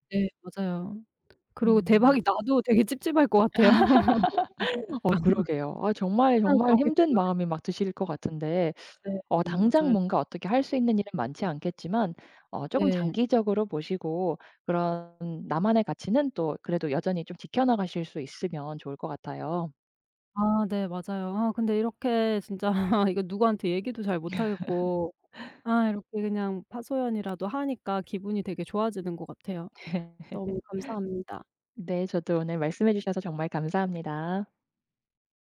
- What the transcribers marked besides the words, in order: laugh; other background noise; laugh; unintelligible speech; laugh; tapping; laughing while speaking: "진짜"; laugh; laugh
- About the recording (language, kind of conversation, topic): Korean, advice, 개인 가치와 직업 목표가 충돌할 때 어떻게 해결할 수 있을까요?